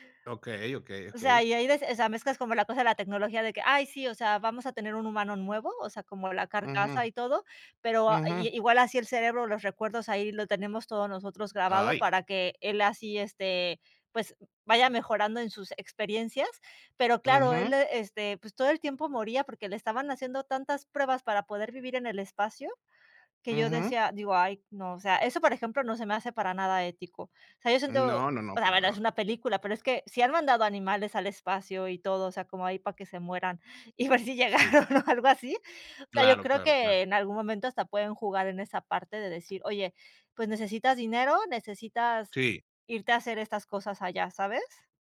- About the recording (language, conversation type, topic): Spanish, unstructured, ¿Cómo crees que la exploración espacial afectará nuestro futuro?
- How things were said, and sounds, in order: laughing while speaking: "ver si llegaron o algo así"